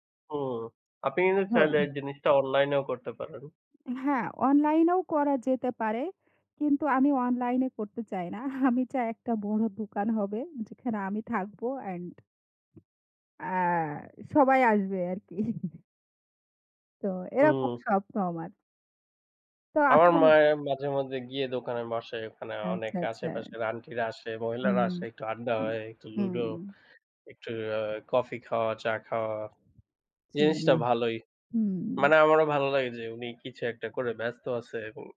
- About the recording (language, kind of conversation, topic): Bengali, unstructured, তুমি কীভাবে নিজের স্বপ্ন পূরণ করতে চাও?
- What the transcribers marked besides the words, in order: laughing while speaking: "আমি"; tapping; chuckle; unintelligible speech